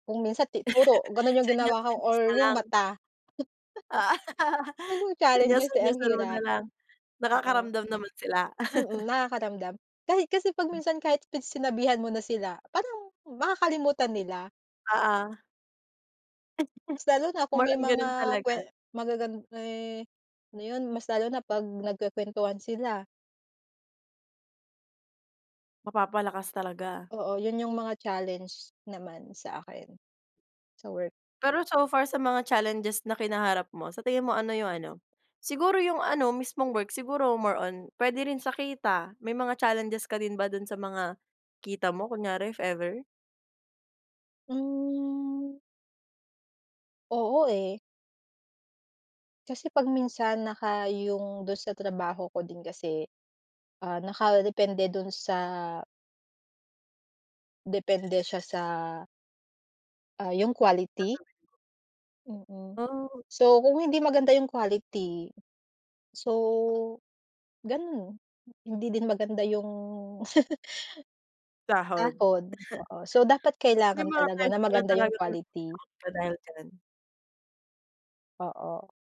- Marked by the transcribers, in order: laugh; chuckle; laugh; laugh; laugh; in English: "More on"; in English: "more on"; tapping; drawn out: "Hmm"; other background noise; laugh; chuckle
- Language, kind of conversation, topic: Filipino, podcast, Paano mo binabalanse ang trabaho at personal na buhay?